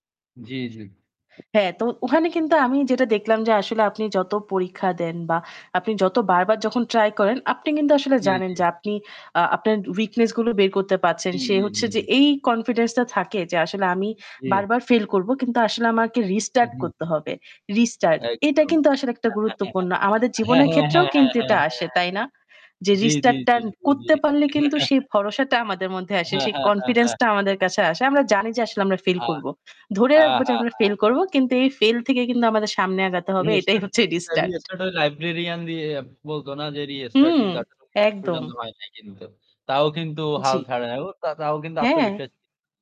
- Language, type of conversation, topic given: Bengali, unstructured, নিজের প্রতি বিশ্বাস কীভাবে বাড়ানো যায়?
- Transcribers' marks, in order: static; unintelligible speech; other background noise; chuckle; unintelligible speech; distorted speech